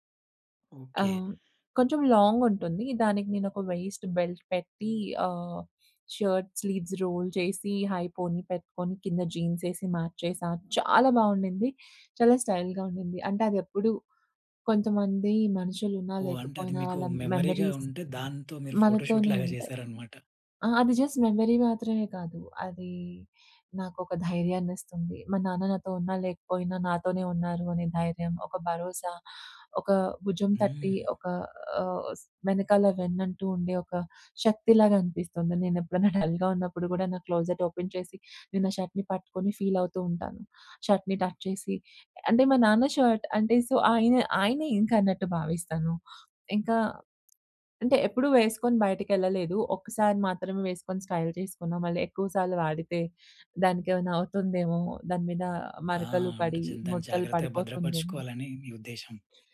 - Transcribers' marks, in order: in English: "లాంగ్"; in English: "వైస్ట్ బెల్ట్"; in English: "షర్ట్ స్లీవ్స్ రోల్"; in English: "హైపోనీ"; in English: "జీన్స్"; stressed: "చాలా"; in English: "స్టైల్‌గా"; in English: "మెమరీగా"; in English: "మెమోరీస్"; in English: "ఫోటోషూట్"; in English: "జస్ట్ మెమరీ"; in English: "డల్‌గా"; in English: "క్లోజెట్ ఓపెన్"; in English: "షర్ట్‌ని"; in English: "ఫీల్"; in English: "షర్ట్‌ని టచ్"; in English: "షర్ట్"; in English: "సో"; in English: "స్టైల్"
- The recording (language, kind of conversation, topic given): Telugu, podcast, నీ అల్మారీలో తప్పక ఉండాల్సిన ఒక వస్తువు ఏది?